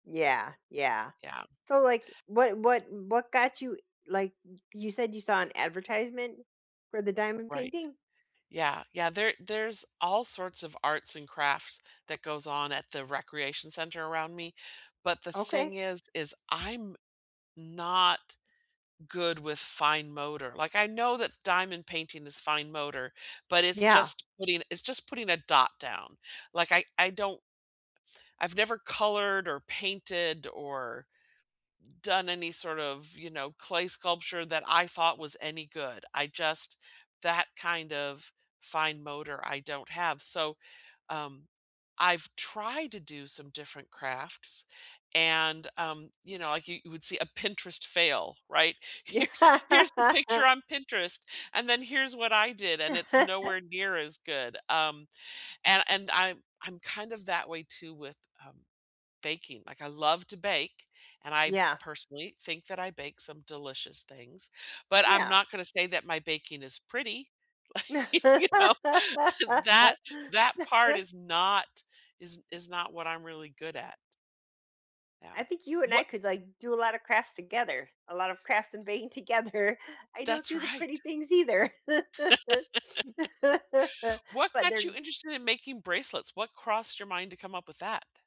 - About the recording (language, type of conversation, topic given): English, unstructured, What is the coolest thing you have created or done as part of a hobby?
- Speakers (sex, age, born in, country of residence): female, 45-49, United States, United States; female, 60-64, United States, United States
- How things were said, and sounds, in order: other background noise; tapping; laughing while speaking: "Here's"; laughing while speaking: "Yeah"; laugh; chuckle; laugh; laughing while speaking: "Like, you know"; chuckle; laughing while speaking: "together"; laugh; laugh